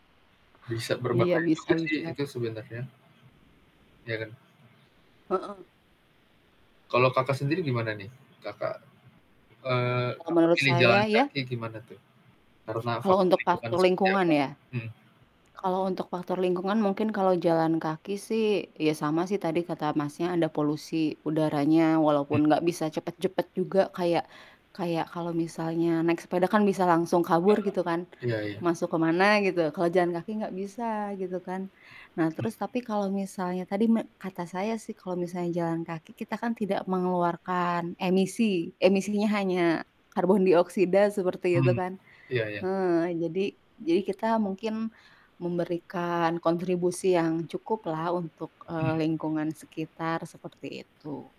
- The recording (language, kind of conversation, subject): Indonesian, unstructured, Apa yang membuat Anda lebih memilih bersepeda daripada berjalan kaki?
- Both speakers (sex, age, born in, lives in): female, 35-39, Indonesia, Indonesia; male, 18-19, Indonesia, Indonesia
- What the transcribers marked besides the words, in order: static; distorted speech